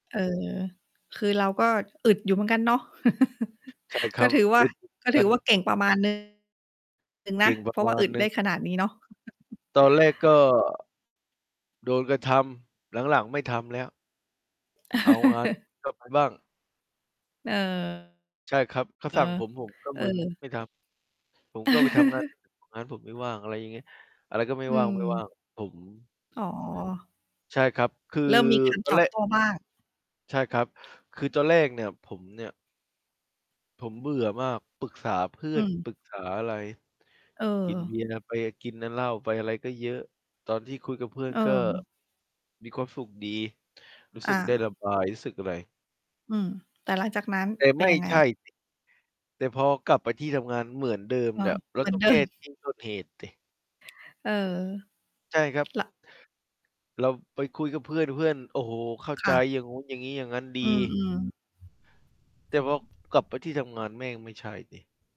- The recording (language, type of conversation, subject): Thai, unstructured, คุณรับมือกับความไม่ยุติธรรมในที่ทำงานอย่างไร?
- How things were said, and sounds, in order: chuckle; other background noise; distorted speech; chuckle; chuckle; chuckle; unintelligible speech; tapping; mechanical hum; laughing while speaking: "เดิม"; static